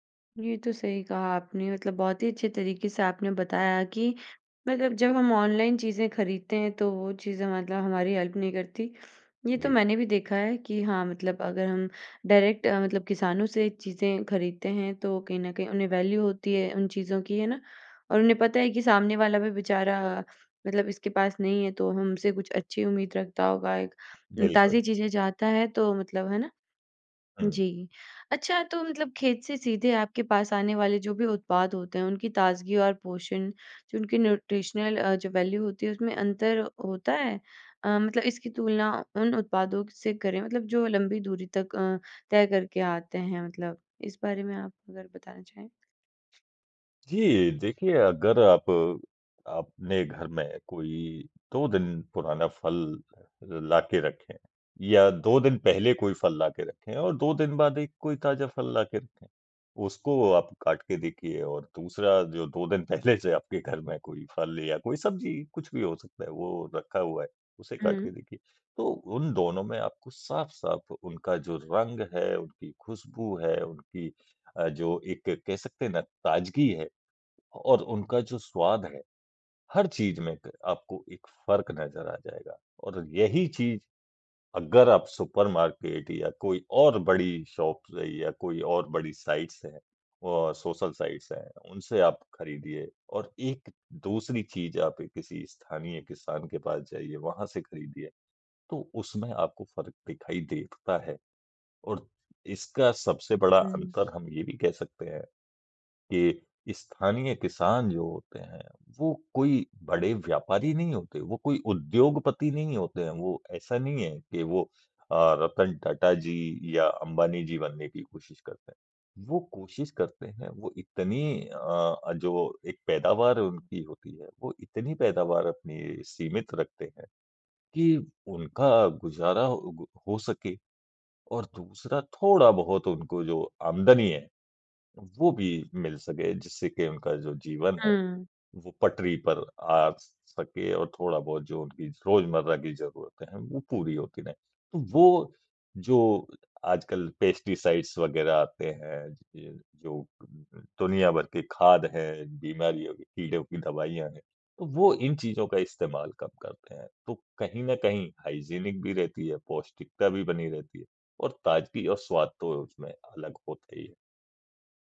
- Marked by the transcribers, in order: in English: "हेल्प"; in English: "डायरेक्ट"; in English: "वैल्यू"; in English: "न्यूट्रिशनल"; in English: "वैल्यू"; in English: "शॉप्स"; in English: "पेस्टिसाइड्स"; in English: "हाइजीनिक"
- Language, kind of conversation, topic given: Hindi, podcast, स्थानीय किसान से सीधे खरीदने के क्या फायदे आपको दिखे हैं?